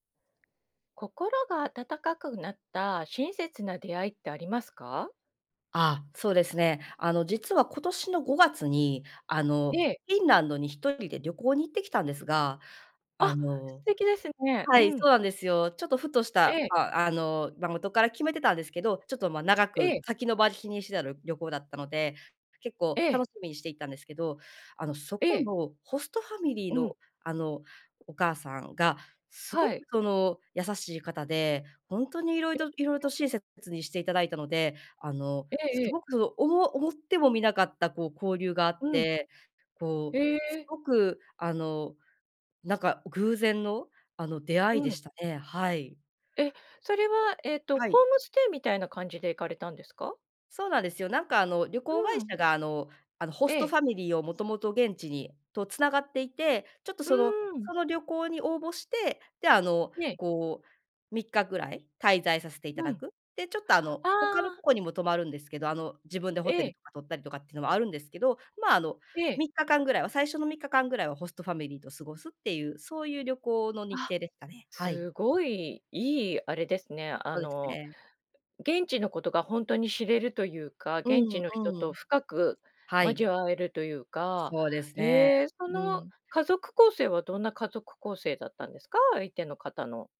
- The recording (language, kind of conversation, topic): Japanese, podcast, 心が温かくなった親切な出会いは、どんな出来事でしたか？
- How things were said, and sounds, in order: in English: "ホストファミリー"; unintelligible speech; in English: "ホームステイ"; in English: "ホストファミリー"; in English: "ホストファミリー"